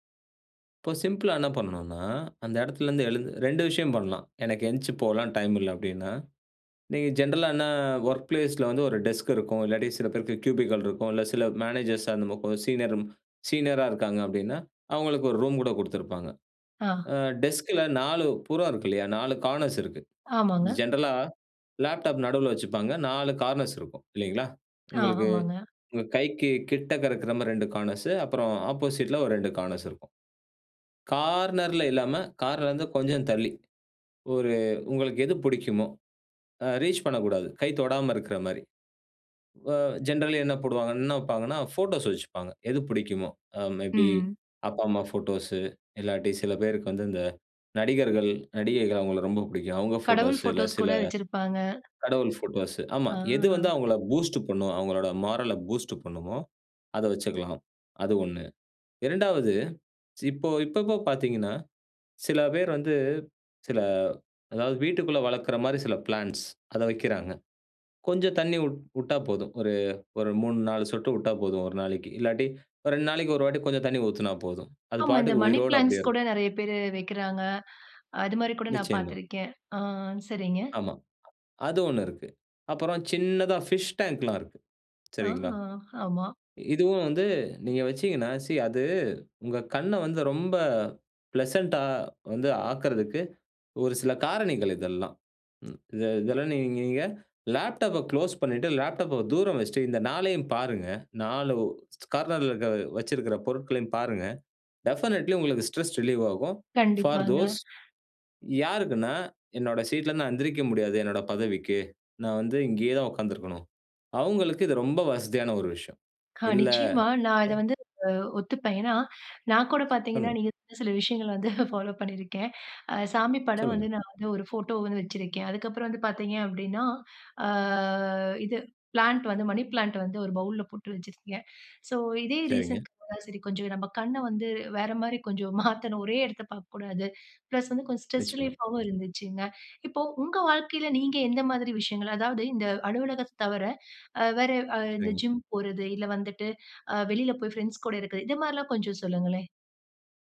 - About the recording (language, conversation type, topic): Tamil, podcast, சிறிய இடைவெளிகளை தினசரியில் பயன்படுத்தி மனதை மீண்டும் சீரமைப்பது எப்படி?
- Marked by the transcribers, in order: in English: "ஜென்ரலா"; in English: "வொர்க் பிளேஸ்"; in English: "டெஸ்க்"; in English: "கியூபிக்கள்"; in English: "மேனேஜர்ஸ்"; "சீனியரும்" said as "சீனரரும்"; in English: "டெஸ்க்ல"; in English: "கானர்ஸ்"; in English: "ஜென்ரலா"; in English: "ஆப்போசிட்ல"; drawn out: "கார்னர்ல"; chuckle; in English: "மே பி"; in English: "பூஸ்ட்"; in English: "மாரல பூஸ்ட்"; in English: "மனி பிளான்ட்ஸ்"; inhale; other noise; in English: "பிஷ் டாங்க்லாம்"; drawn out: "ஆ"; in English: "பிளசன்ட்டா"; in English: "டெஃபனட்லி"; in English: "ஸ்ட்ரெஸ் ரிலீவ்"; in English: "ஃபார் தோஸ்"; breath; inhale; unintelligible speech; laughing while speaking: "ஃபாலோ பண்ணிருக்கேன்"; inhale; inhale; drawn out: "அ"; in English: "மணி பிளான்ட்"; in English: "சோ"; in English: "ரீசன்க்கு"; chuckle; inhale; in English: "பிளஸ்"; in English: "ஸ்ட்ரெஸ் ரிலீஃப்ஃபாவும்"; inhale; inhale